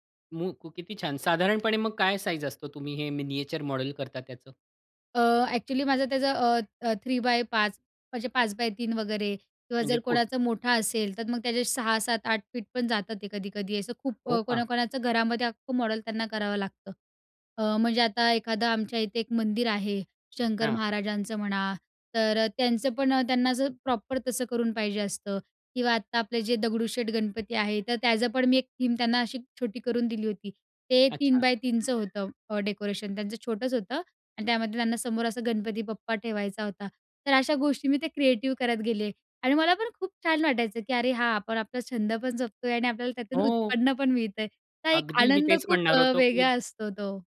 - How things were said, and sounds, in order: unintelligible speech; in English: "साईझ"; in English: "मिनिएचर मॉडेल"; in English: "थ्री बाय"; in English: "मॉडेल"; in English: "प्रॉपर"; in English: "थीम"; other background noise; in English: "डेकोरेशन"; in English: "क्रिएटिव्ह"
- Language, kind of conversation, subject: Marathi, podcast, या छंदामुळे तुमच्या आयुष्यात कोणते बदल झाले?